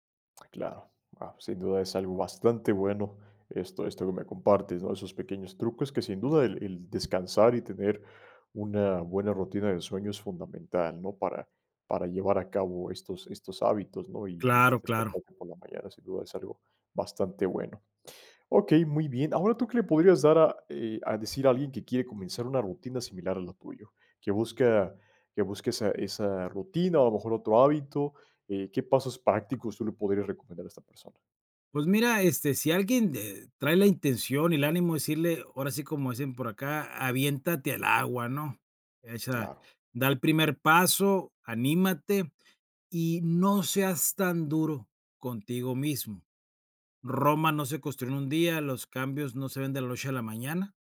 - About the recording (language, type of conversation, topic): Spanish, podcast, ¿Qué hábito te ayuda a crecer cada día?
- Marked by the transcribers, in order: other background noise; tapping